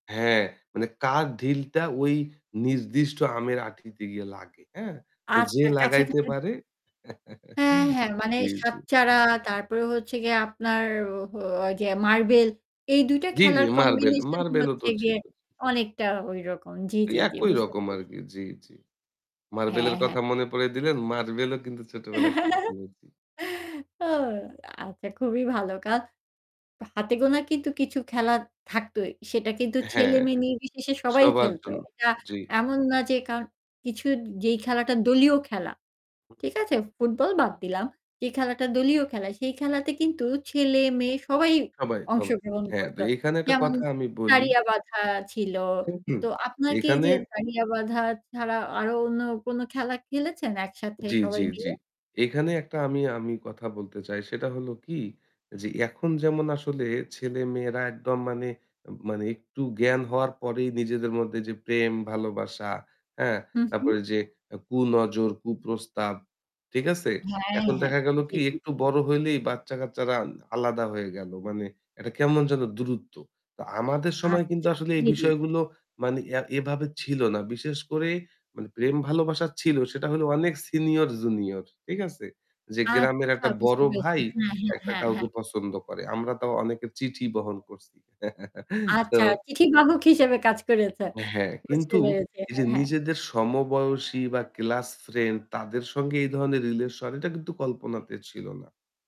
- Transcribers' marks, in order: static; chuckle; other background noise; laugh; laughing while speaking: "ও"; distorted speech; stressed: "সবাই"; chuckle
- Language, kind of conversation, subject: Bengali, podcast, ছোটবেলায় খেলাধুলার সবচেয়ে মজার স্মৃতি কোনটা, বলবে?